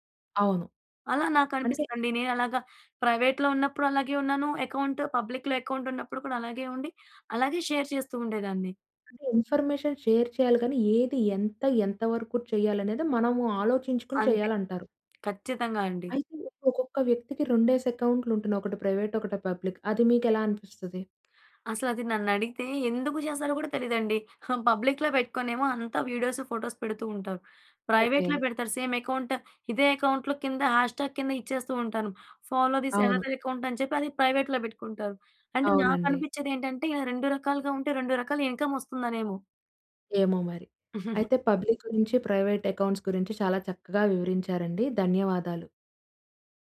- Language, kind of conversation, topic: Telugu, podcast, పబ్లిక్ లేదా ప్రైవేట్ ఖాతా ఎంచుకునే నిర్ణయాన్ని మీరు ఎలా తీసుకుంటారు?
- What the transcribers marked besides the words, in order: in English: "ప్రైవేట్‌లో"; in English: "అకౌంట్. పబ్లిక్‌లో అకౌంట్"; in English: "షేర్"; in English: "ఇన్ఫర్మేషన్ షేర్"; tapping; in English: "ప్రైవేట్"; in English: "పబ్లిక్"; in English: "పబ్లిక్‌లో"; in English: "వీడియోస్"; in English: "ప్రైవేట్‌లో"; in English: "సేమ్ అకౌంట్"; in English: "అకౌంట్‌లో"; in English: "హ్యాష్ ట్యాగ్"; in English: "ఫాలో దిస్ యనదర్ అకౌంట్"; in English: "ప్రైవేట్‌లో"; in English: "ఇన్కమ్"; chuckle; in English: "పబ్లిక్"; in English: "ప్రైవేట్ అకౌంట్స్"